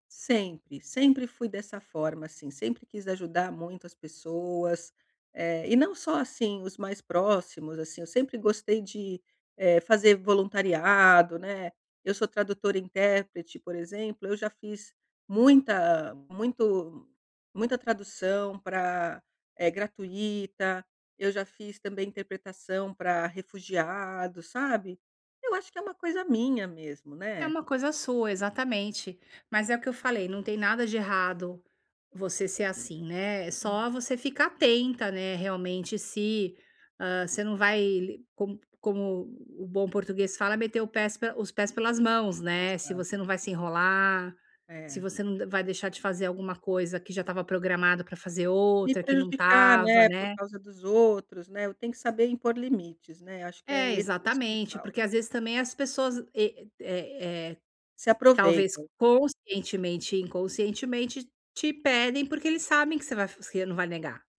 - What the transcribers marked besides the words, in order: none
- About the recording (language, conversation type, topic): Portuguese, advice, Como posso definir limites claros sobre a minha disponibilidade?